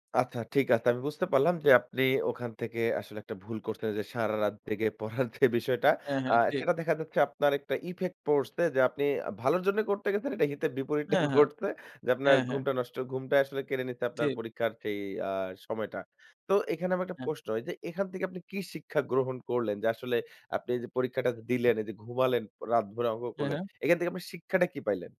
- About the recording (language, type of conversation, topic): Bengali, podcast, তুমি কীভাবে পুরনো শেখা ভুল অভ্যাসগুলো ছেড়ে নতুনভাবে শিখছো?
- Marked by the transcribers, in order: laughing while speaking: "পড়ার যে"; laughing while speaking: "ঘটসে"; other background noise